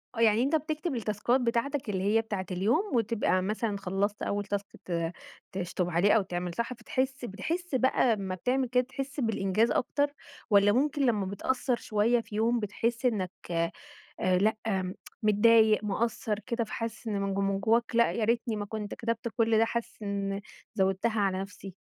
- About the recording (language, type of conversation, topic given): Arabic, podcast, إزاي بتحافظ على طاقتك طول اليوم؟
- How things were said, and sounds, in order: in English: "التاسكات"; in English: "تاسك"; tsk